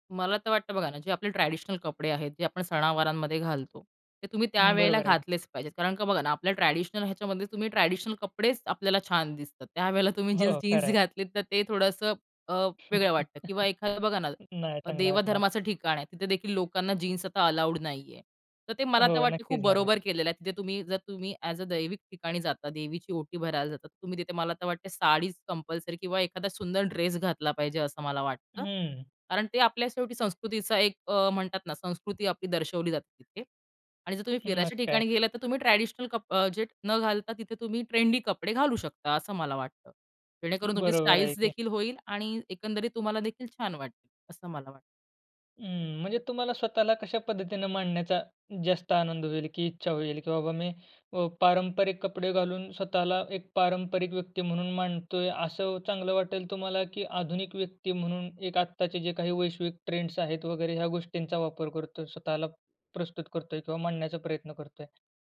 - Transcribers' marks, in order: in English: "ट्रॅडिशनल"; in English: "ट्रॅडिशनल"; in English: "ट्रॅडिशनल"; laughing while speaking: "त्यावेळेला तुम्ही जीन्स जीन्स घातलीत तर"; chuckle; in English: "अलाऊड"; in English: "ऍज अ"; in English: "कंपल्सरी"; in English: "ट्रॅडिशनल"; other background noise
- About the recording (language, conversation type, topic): Marathi, podcast, कपड्यांमधून तू स्वतःला कसं मांडतोस?